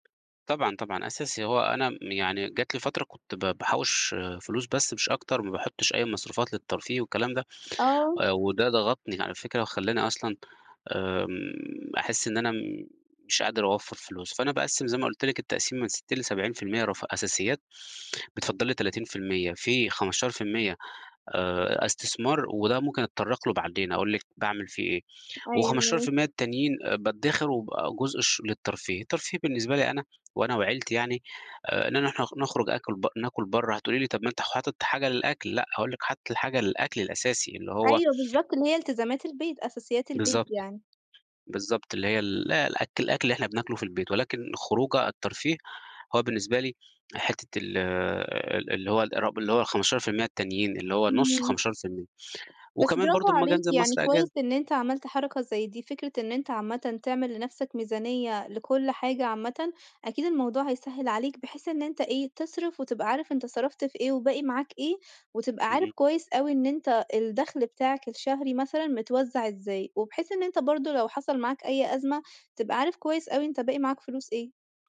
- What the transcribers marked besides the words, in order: tapping
- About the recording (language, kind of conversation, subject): Arabic, podcast, إيه هي تجربتك في تعلُّم أساسيات الفلوس وإدارة الميزانية؟